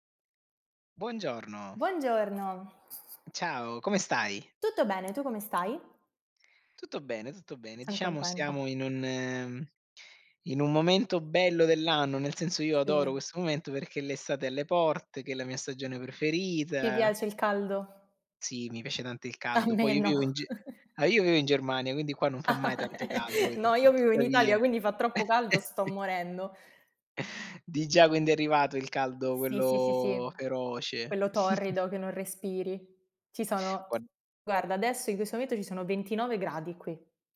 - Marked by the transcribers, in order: tapping; other background noise; laughing while speaking: "A me no"; chuckle; laugh; laugh; chuckle
- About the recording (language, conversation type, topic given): Italian, unstructured, È giusto controllare il telefono del partner per costruire fiducia?